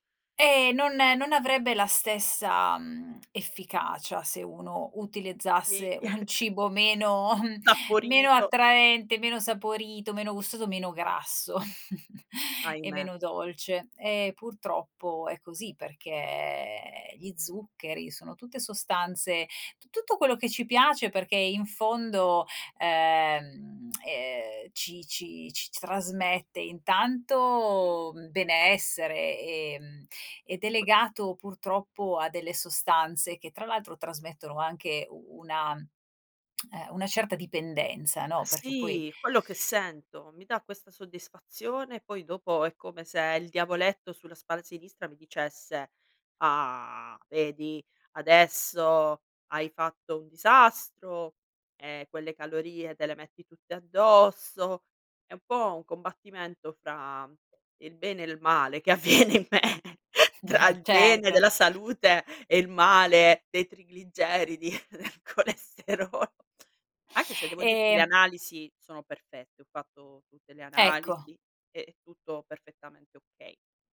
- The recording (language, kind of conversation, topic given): Italian, advice, Come posso gestire il senso di colpa dopo un’abbuffata occasionale?
- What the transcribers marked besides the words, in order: chuckle; laughing while speaking: "sapporito!"; "Saporito" said as "sapporito"; chuckle; lip smack; other background noise; lip smack; tapping; laughing while speaking: "che avviene in me"; chuckle; laughing while speaking: "Eh certo"; chuckle; laughing while speaking: "del colesterolo"; background speech